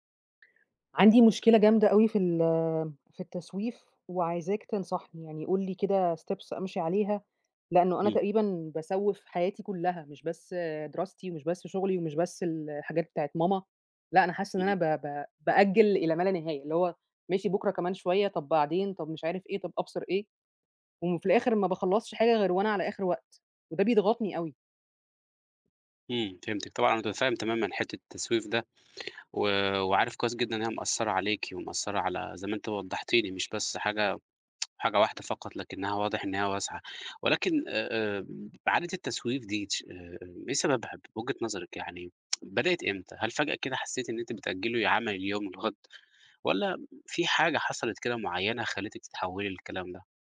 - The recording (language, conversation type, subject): Arabic, advice, ليه بفضل أأجل مهام مهمة رغم إني ناوي أخلصها؟
- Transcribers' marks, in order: in English: "steps"; other background noise; tsk; tsk